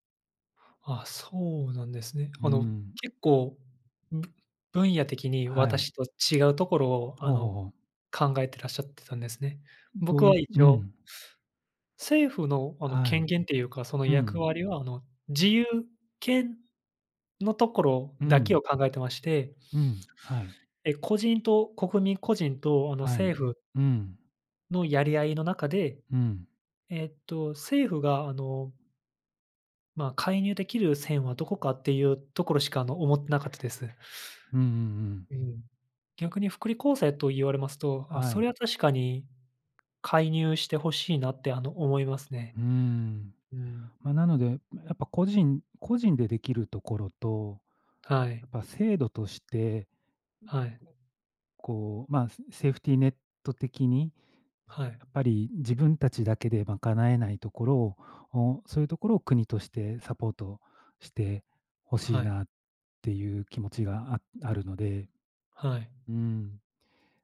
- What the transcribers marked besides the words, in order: tapping; other background noise; unintelligible speech
- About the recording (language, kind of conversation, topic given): Japanese, unstructured, 政府の役割はどこまであるべきだと思いますか？